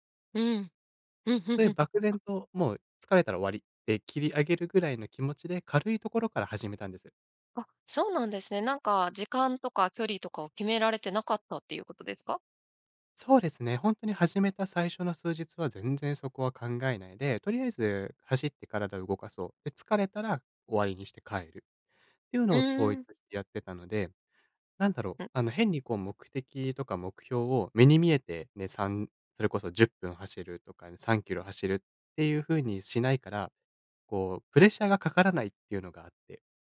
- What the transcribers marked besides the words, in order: none
- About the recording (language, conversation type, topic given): Japanese, podcast, 習慣を身につけるコツは何ですか？